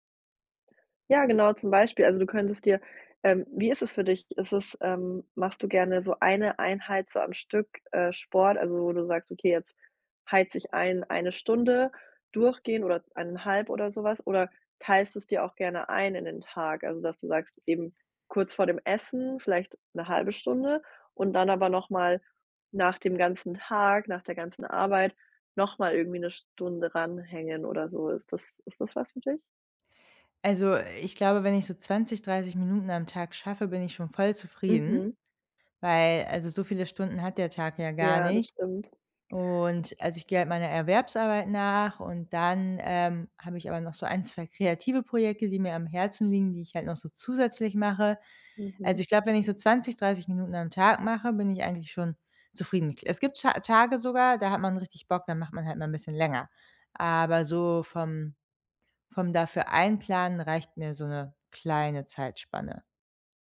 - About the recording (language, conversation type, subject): German, advice, Wie sieht eine ausgewogene Tagesroutine für eine gute Lebensbalance aus?
- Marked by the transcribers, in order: none